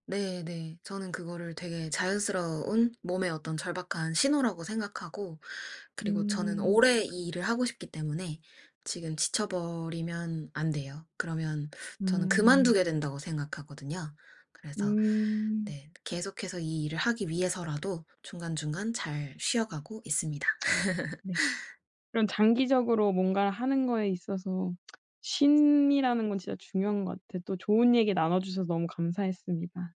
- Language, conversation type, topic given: Korean, podcast, 창작이 막힐 때 어떻게 풀어내세요?
- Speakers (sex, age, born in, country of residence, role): female, 25-29, South Korea, South Korea, host; female, 25-29, South Korea, United States, guest
- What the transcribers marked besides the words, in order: tsk; laugh; other background noise; tsk